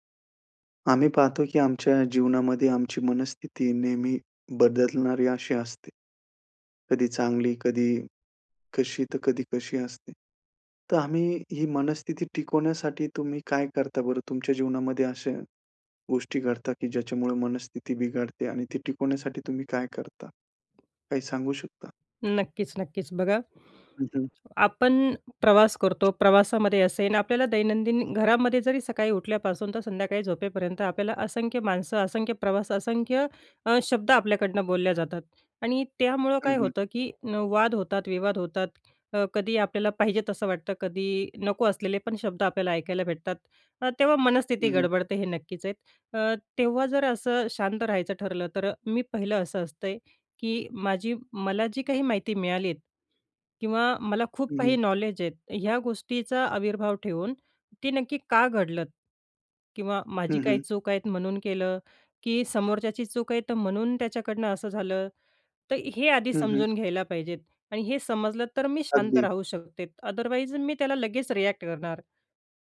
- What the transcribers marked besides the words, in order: tapping; other background noise; in English: "अदरवाईज"; in English: "रिएक्ट"
- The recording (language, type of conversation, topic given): Marathi, podcast, मनःस्थिती टिकवण्यासाठी तुम्ही काय करता?